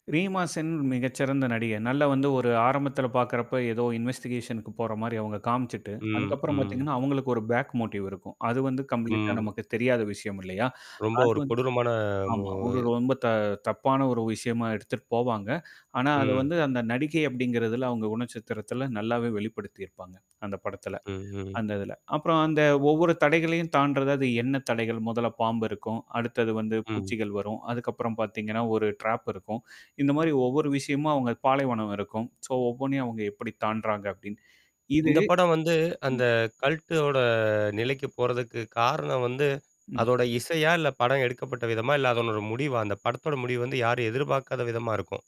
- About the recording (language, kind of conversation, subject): Tamil, podcast, ஏன் சில திரைப்படங்கள் காலப்போக்கில் ரசிகர் வழிபாட்டுப் படங்களாக மாறுகின்றன?
- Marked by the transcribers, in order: static; in English: "இன்வெஸ்டிகேஷன்க்கு"; in English: "பேக் மோட்டிவ்"; in English: "கம்ப்ளீட்டா"; breath; drawn out: "மூ"; mechanical hum; in English: "ட்ராப்"; in English: "சோ"; in English: "கல்ட்டோட"